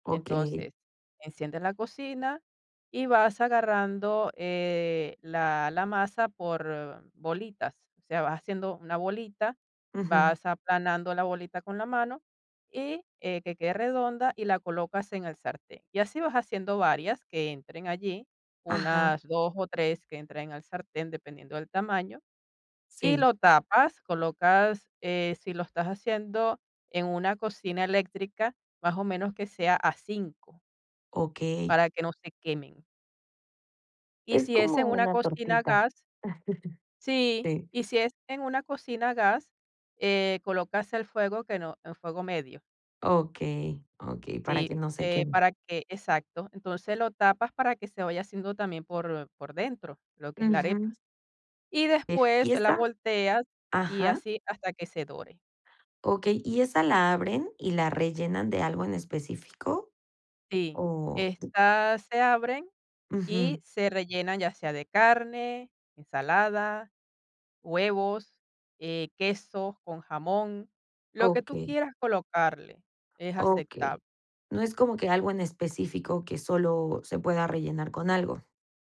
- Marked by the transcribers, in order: chuckle; tapping
- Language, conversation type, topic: Spanish, podcast, ¿Qué receta familiar siempre te hace sentir en casa?